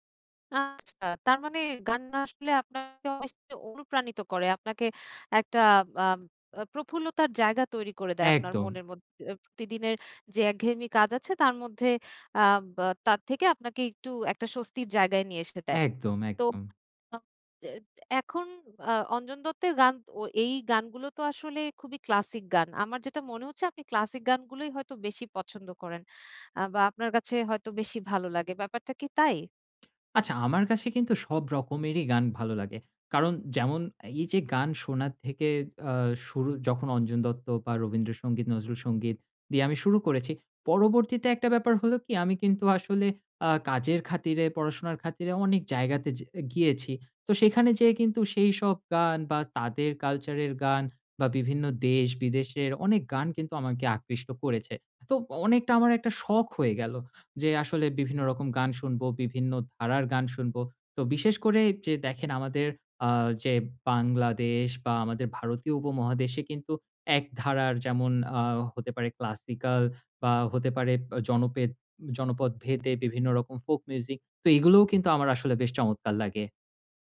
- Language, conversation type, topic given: Bengali, podcast, কোন শিল্পী বা ব্যান্ড তোমাকে সবচেয়ে অনুপ্রাণিত করেছে?
- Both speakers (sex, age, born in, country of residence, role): female, 30-34, Bangladesh, Bangladesh, host; male, 30-34, Bangladesh, Finland, guest
- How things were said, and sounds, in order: none